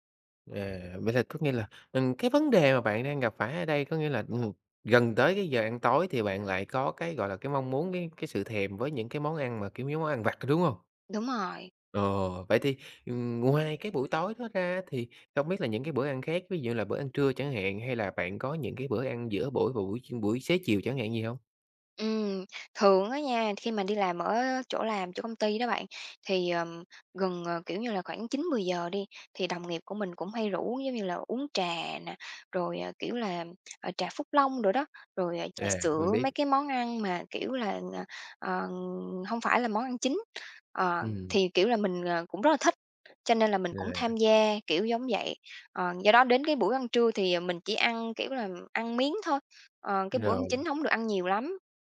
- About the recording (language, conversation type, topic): Vietnamese, advice, Vì sao bạn thường thất bại trong việc giữ kỷ luật ăn uống lành mạnh?
- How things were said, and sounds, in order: tapping; other background noise